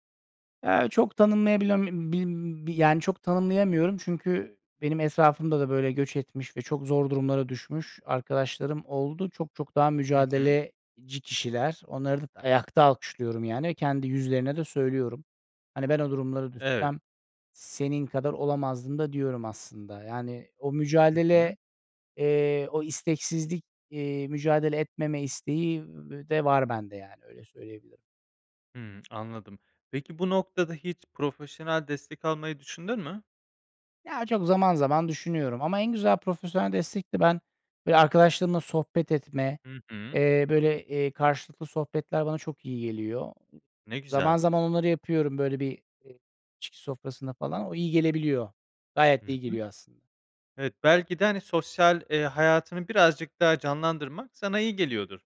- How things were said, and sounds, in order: unintelligible speech; other background noise; lip smack
- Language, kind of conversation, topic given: Turkish, advice, Konsantrasyon ve karar verme güçlüğü nedeniyle günlük işlerde zorlanıyor musunuz?